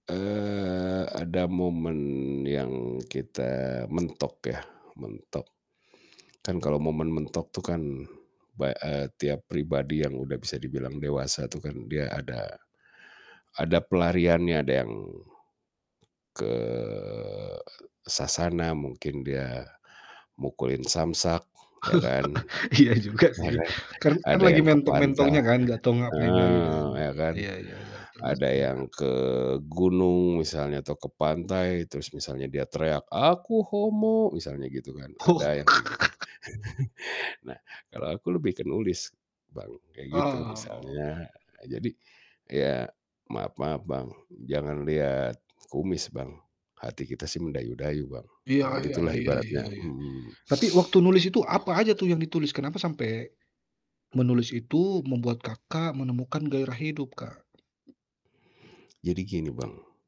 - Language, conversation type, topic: Indonesian, podcast, Bagaimana kamu menemukan gairah dan tujuan hidupmu?
- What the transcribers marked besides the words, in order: drawn out: "Eee"; drawn out: "ke"; chuckle; laugh; laughing while speaking: "Iya juga sih"; laugh; chuckle; other background noise; static